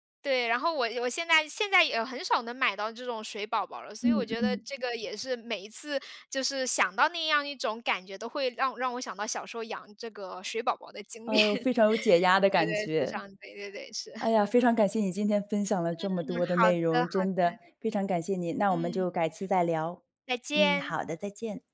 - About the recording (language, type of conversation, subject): Chinese, podcast, 你小时候记忆最深的味道是什么？
- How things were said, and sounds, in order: chuckle; chuckle